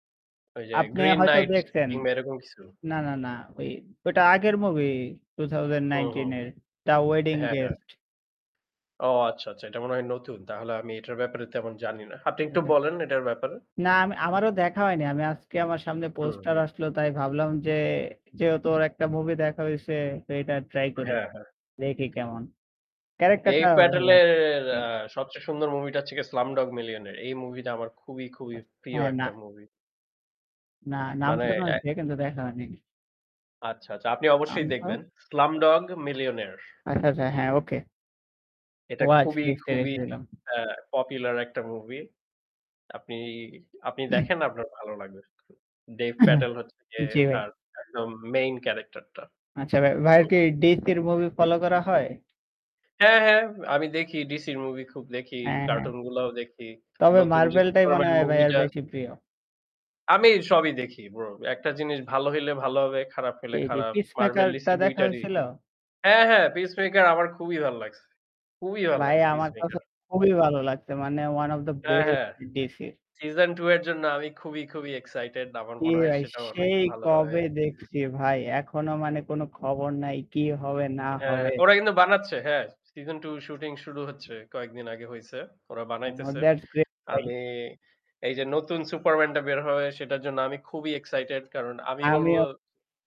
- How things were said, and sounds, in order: static; tapping; wind; unintelligible speech; in English: "ওয়াচ লিস্ট"; throat clearing; throat clearing; distorted speech; in English: "ওয়ান ওব দ্যা বেস্ট"; mechanical hum; joyful: "কি ভাই সেই কবে দেখছি ভাই"; stressed: "সেই কবে"; unintelligible speech; in English: "দ্যাটস গ্রে"
- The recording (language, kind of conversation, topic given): Bengali, unstructured, কোন সিনেমার সংলাপগুলো আপনার মনে দাগ কেটেছে?